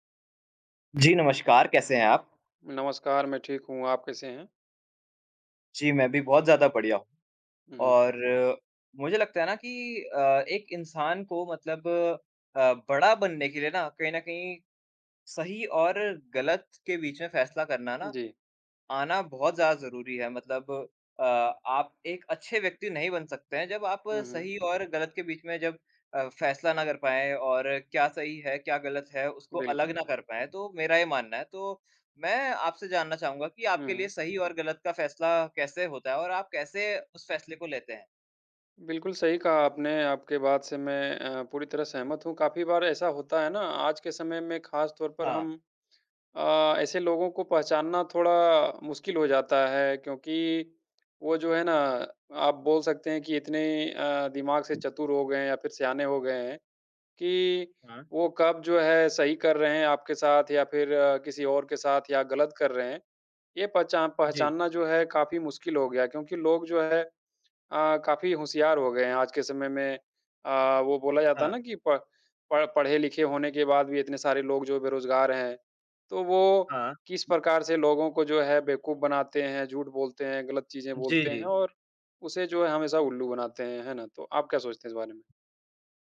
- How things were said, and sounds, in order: tapping; other background noise
- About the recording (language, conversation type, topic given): Hindi, unstructured, आपके लिए सही और गलत का निर्णय कैसे होता है?